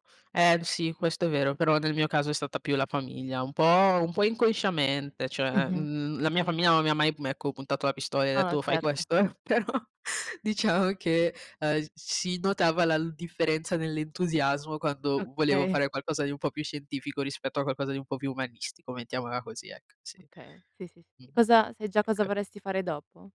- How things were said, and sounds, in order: "cioè" said as "ceh"; "famiglia" said as "famiia"; laughing while speaking: "Però"
- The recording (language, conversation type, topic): Italian, unstructured, Qual è stato il tuo ricordo più bello a scuola?